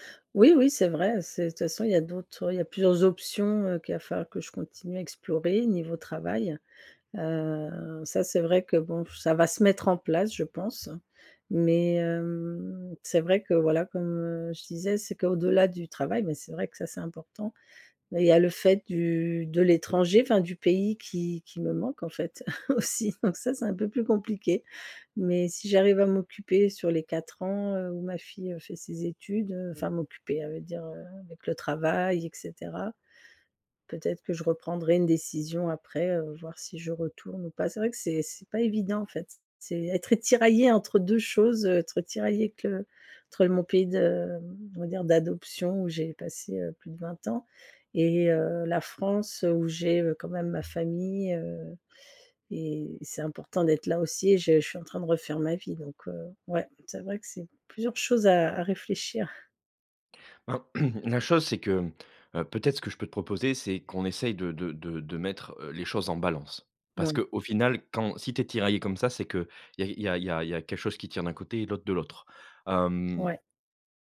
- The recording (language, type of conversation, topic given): French, advice, Faut-il changer de pays pour une vie meilleure ou rester pour préserver ses liens personnels ?
- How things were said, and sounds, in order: other background noise; drawn out: "hem"; chuckle; laughing while speaking: "aussi"; tapping; throat clearing